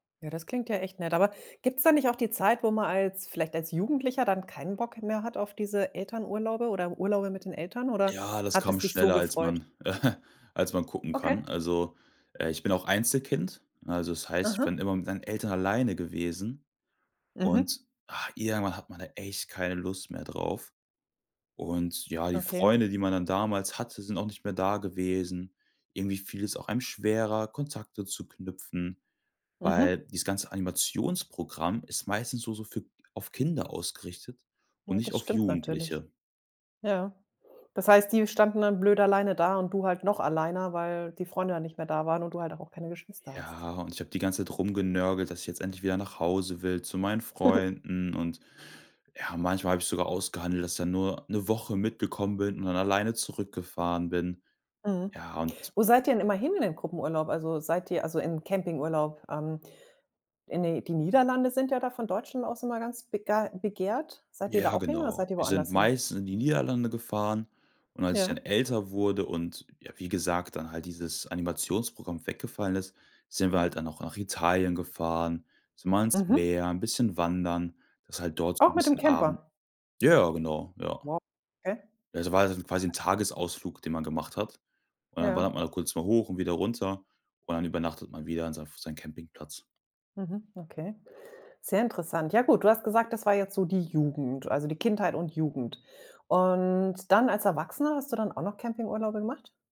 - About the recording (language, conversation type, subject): German, podcast, Welche Erinnerung hast du an einen Gruppenurlaub?
- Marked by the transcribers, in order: chuckle; chuckle; other background noise; drawn out: "und"